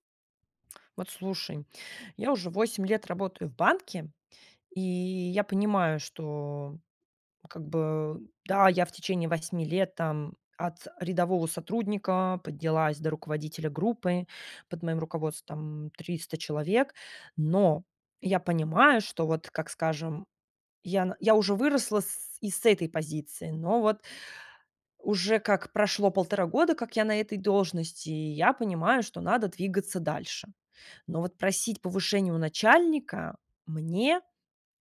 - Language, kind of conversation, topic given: Russian, advice, Как попросить у начальника повышения?
- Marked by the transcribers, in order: none